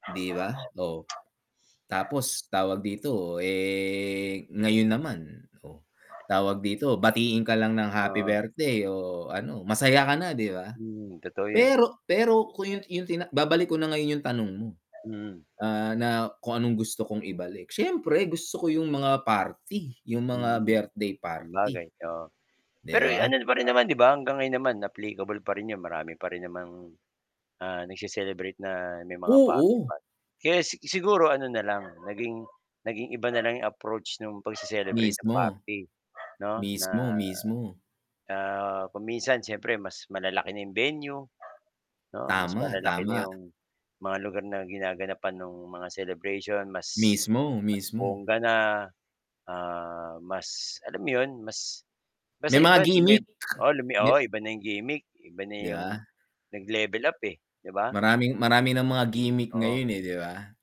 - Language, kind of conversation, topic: Filipino, unstructured, Paano nagbago ang pagdiriwang ng kaarawan mula noon hanggang ngayon?
- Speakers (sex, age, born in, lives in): male, 45-49, Philippines, United States; male, 50-54, Philippines, Philippines
- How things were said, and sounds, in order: static; drawn out: "eh"; other background noise; dog barking; tongue click